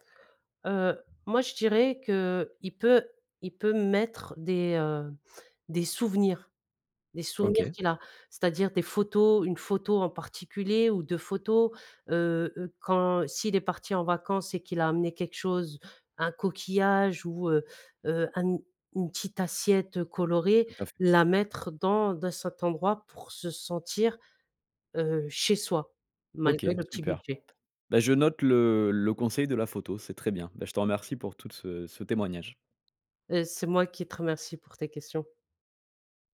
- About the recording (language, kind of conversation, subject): French, podcast, Comment créer une ambiance cosy chez toi ?
- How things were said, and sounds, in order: other background noise; stressed: "souvenirs"; stressed: "chez soi"; tapping